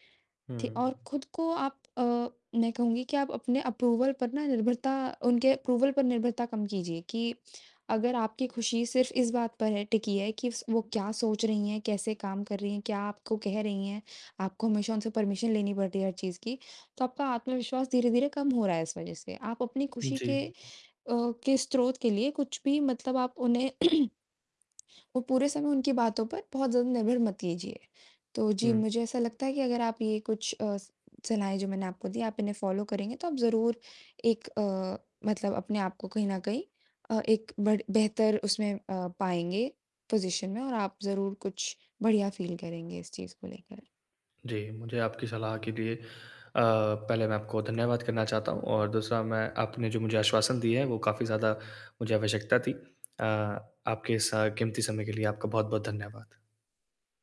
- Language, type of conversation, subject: Hindi, advice, अपने रिश्ते में आत्म-सम्मान और आत्मविश्वास कैसे बढ़ाऊँ?
- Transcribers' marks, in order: in English: "अप्रूवल"; in English: "अप्रूवल"; in English: "परमिशन"; throat clearing; in English: "फॉलो"; in English: "पोजीशन"; in English: "फील"